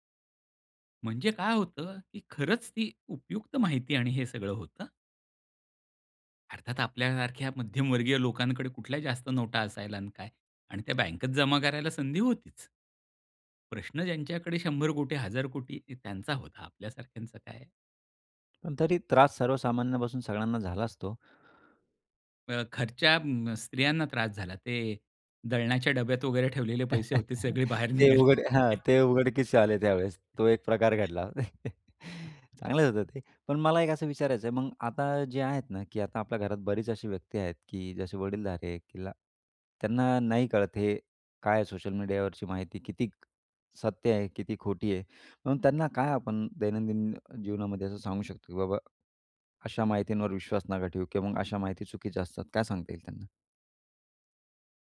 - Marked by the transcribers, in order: other background noise; chuckle; laugh; chuckle
- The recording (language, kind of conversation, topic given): Marathi, podcast, सोशल मीडियावरील माहिती तुम्ही कशी गाळून पाहता?